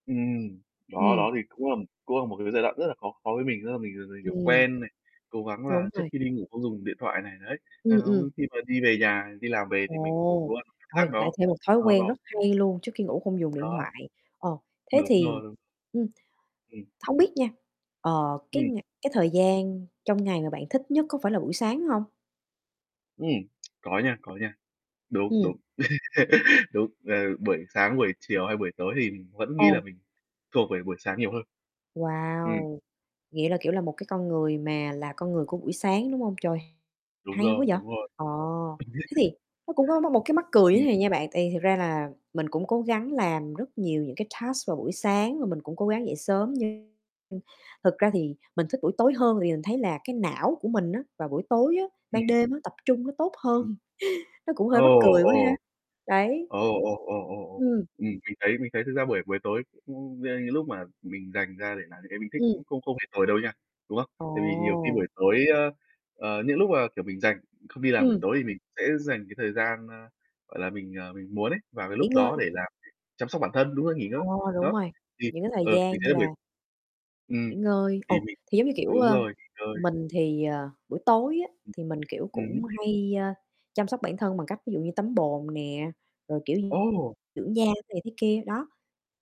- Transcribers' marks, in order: distorted speech; unintelligible speech; static; unintelligible speech; mechanical hum; tapping; laugh; chuckle; other background noise; in English: "task"; chuckle; unintelligible speech; unintelligible speech
- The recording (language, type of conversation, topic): Vietnamese, unstructured, Bạn thường bắt đầu ngày mới như thế nào?